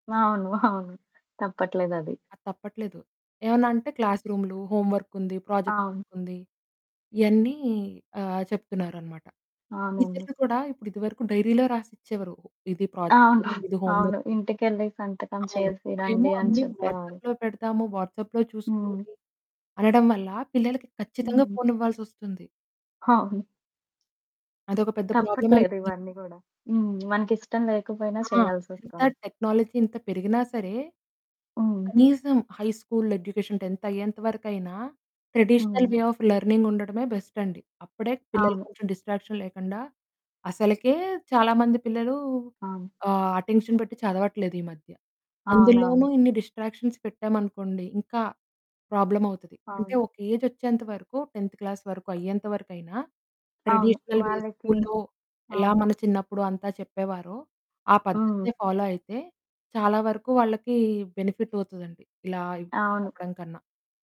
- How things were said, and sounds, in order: static; other background noise; in English: "ప్రాజెక్ట్"; in English: "డైరీలో"; in English: "ప్రాజెక్ట్"; in English: "హోంవర్క్"; in English: "వాట్సాప్‌లో"; in English: "వాట్సాప్‌లో"; in English: "టెక్నాలజీ"; in English: "హై స్కూల్ ఎడ్యుకేషన్ టెన్త్"; in English: "ట్రెడిషనల్ వే ఆఫ్ లెర్నింగ్"; in English: "బెస్ట్"; in English: "డిస్ట్రాక్షన్"; in English: "అటెన్షన్"; in English: "డిస్ట్రాక్షన్స్"; in English: "ప్రాబ్లమ్"; in English: "ఏజ్"; in English: "టెన్త్ క్లాస్"; in English: "ట్రెడిషనల్ వే"; in English: "ఫాలో"; in English: "బెనిఫిట్"
- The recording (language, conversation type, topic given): Telugu, podcast, ఆన్‌లైన్ విద్య పిల్లల అభ్యాసాన్ని ఎలా మార్చుతుందని మీరు భావిస్తున్నారు?